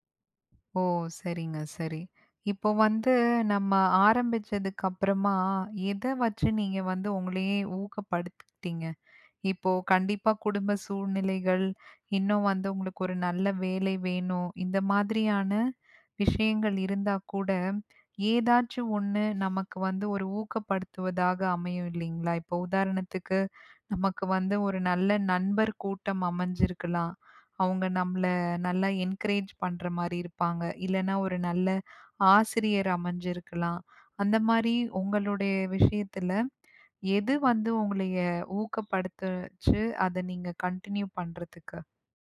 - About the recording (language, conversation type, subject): Tamil, podcast, மீண்டும் கற்றலைத் தொடங்குவதற்கு சிறந்த முறையெது?
- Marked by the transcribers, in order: other background noise; "ஊக்கப்படுத்திக்கிட்டீங்க" said as "ஊக்கப்படுத்துக்ட்டீங்க"